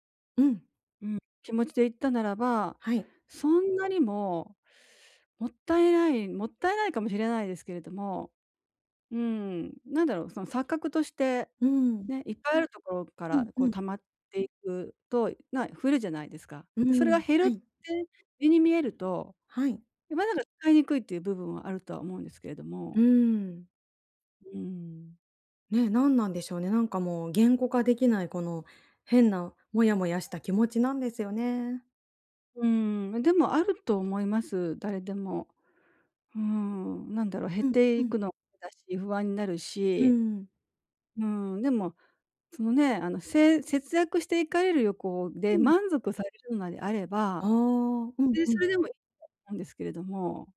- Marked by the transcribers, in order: unintelligible speech
- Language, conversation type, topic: Japanese, advice, 内面と行動のギャップをどうすれば埋められますか？